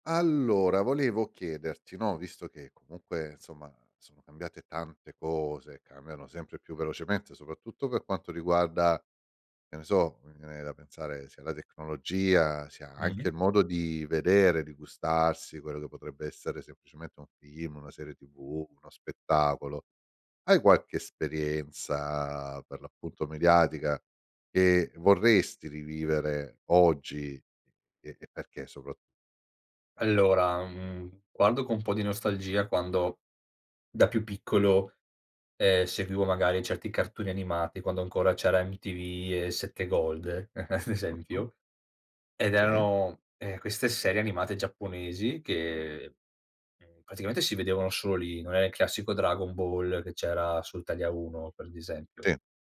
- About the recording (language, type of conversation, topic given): Italian, podcast, Quale esperienza mediatica vorresti rivivere e perché?
- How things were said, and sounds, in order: laughing while speaking: "ad"